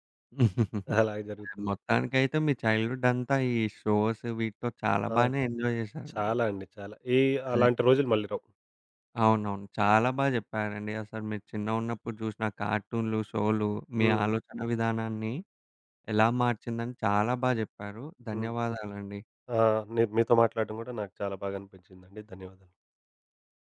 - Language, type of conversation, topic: Telugu, podcast, చిన్నప్పుడు మీరు చూసిన కార్టూన్లు మీ ఆలోచనలను ఎలా మార్చాయి?
- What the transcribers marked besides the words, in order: chuckle; other background noise; in English: "ఎంజాయ్"